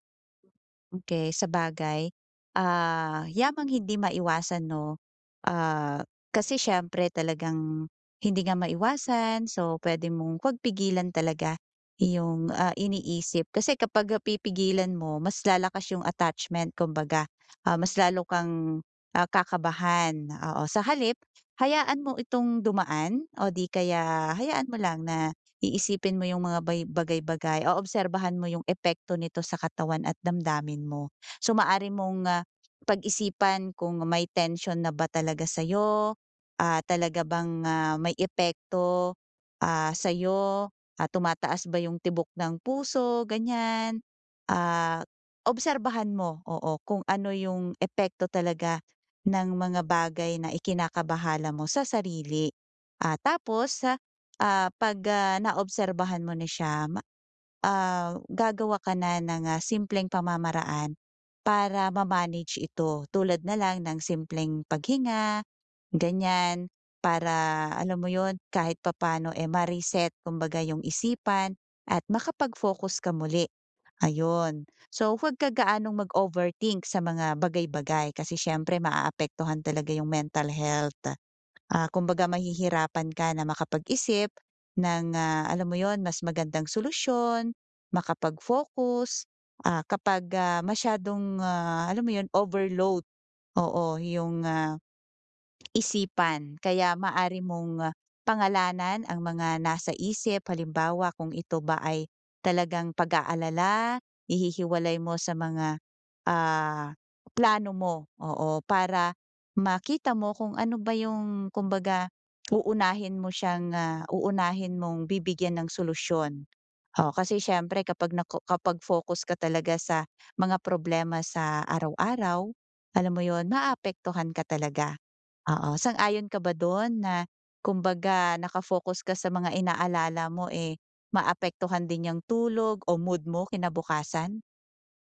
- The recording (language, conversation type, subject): Filipino, advice, Paano ko mapagmamasdan ang aking isip nang hindi ako naaapektuhan?
- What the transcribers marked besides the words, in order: tapping